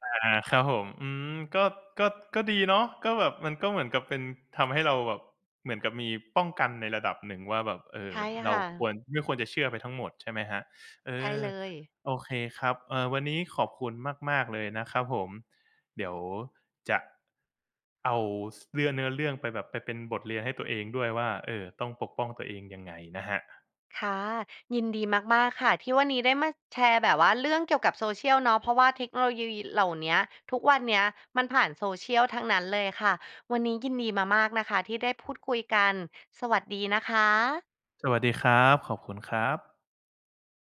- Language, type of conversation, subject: Thai, podcast, เรื่องเล่าบนโซเชียลมีเดียส่งผลต่อความเชื่อของผู้คนอย่างไร?
- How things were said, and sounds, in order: none